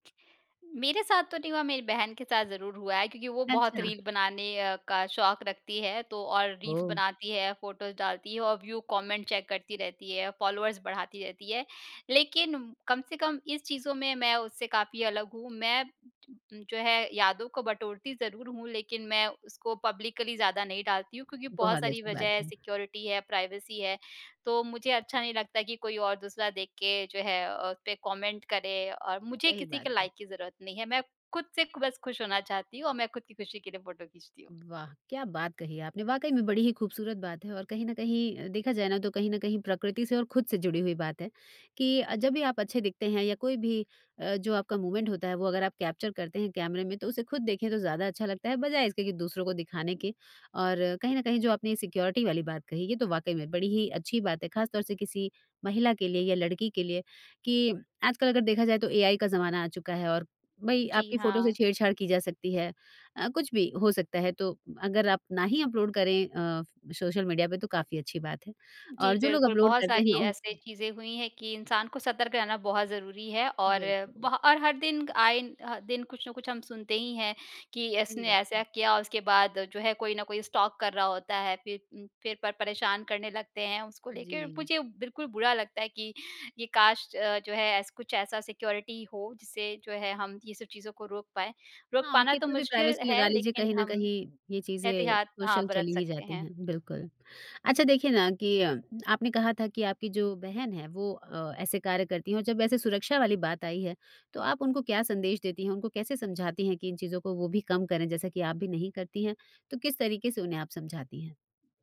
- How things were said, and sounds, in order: in English: "रील्स"; in English: "फोटोस"; in English: "चेक"; in English: "फ़ॉलोवर्स"; in English: "पब्लिकली"; in English: "सिक्योरिटी"; in English: "प्राइवेसी"; in English: "मूमेंट"; in English: "कैप्चर"; in English: "सिक्योरिटी"; in English: "स्टॉक"; in English: "सिक्योरिटी"; in English: "प्राइवेसी"; in English: "सोशल"
- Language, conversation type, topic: Hindi, podcast, पुरानी तस्वीर देखते ही आपके भीतर कौन-सा एहसास जागता है?